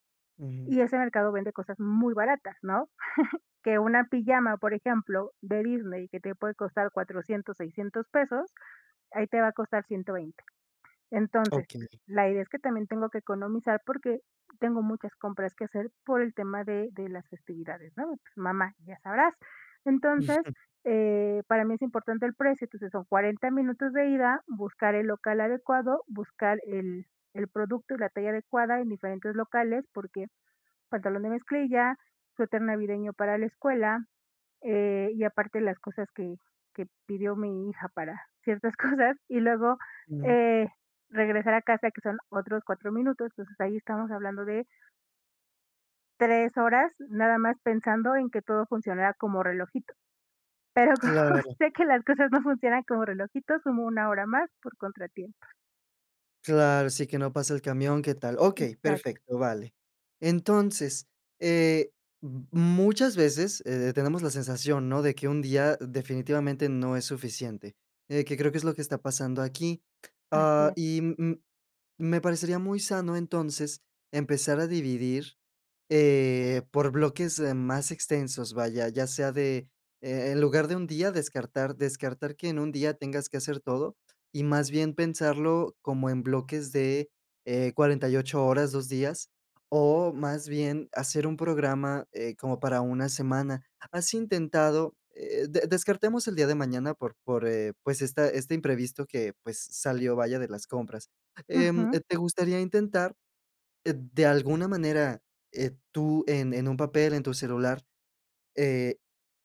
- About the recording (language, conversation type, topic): Spanish, advice, ¿Cómo puedo mantener mis hábitos cuando surgen imprevistos diarios?
- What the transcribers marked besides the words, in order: chuckle; other background noise; tapping; other noise; chuckle; laughing while speaking: "cosas"; laughing while speaking: "Pero como sé"